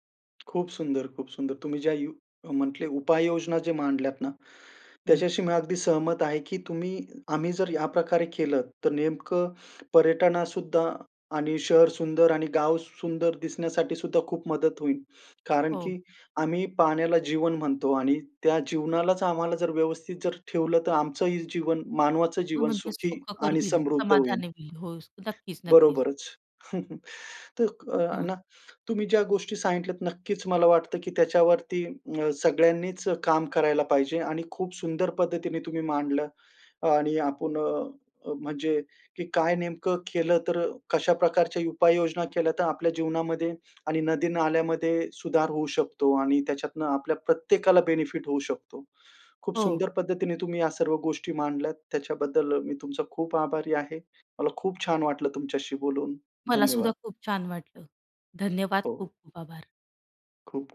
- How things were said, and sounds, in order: chuckle; in English: "बेनिफिट"
- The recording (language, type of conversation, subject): Marathi, podcast, आमच्या शहरातील नद्या आणि तलाव आपण स्वच्छ कसे ठेवू शकतो?